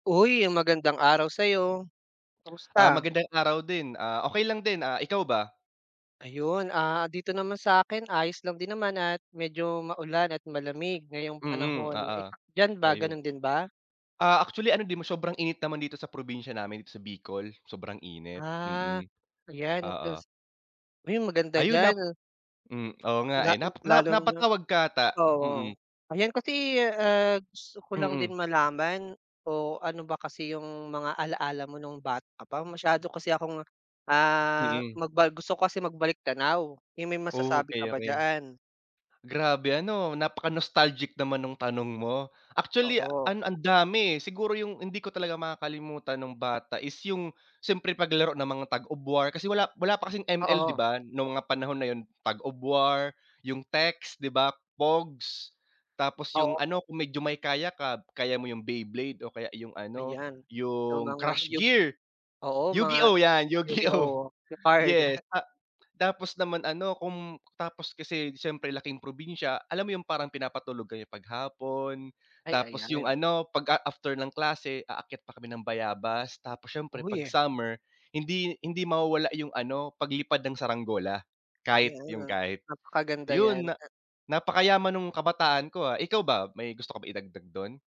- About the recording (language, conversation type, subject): Filipino, unstructured, Ano ang pinakaunang alaala mo noong bata ka pa?
- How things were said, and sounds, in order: in English: "Tag of War"; in English: "Tag of War"